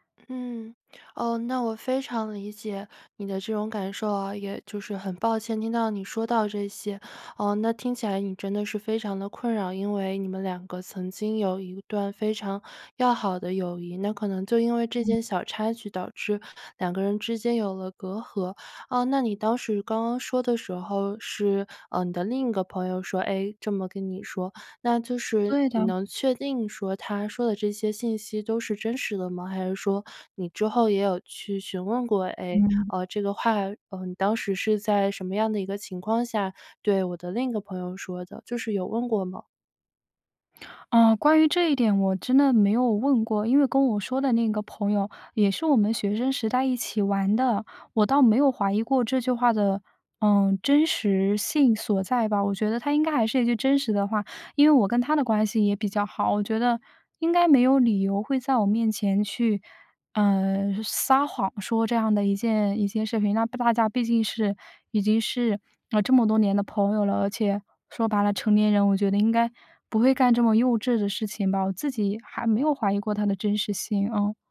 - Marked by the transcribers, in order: trusting: "嗯，哦"; "事情" said as "事频"; other background noise
- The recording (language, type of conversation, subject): Chinese, advice, 我发现好友在背后说我坏话时，该怎么应对？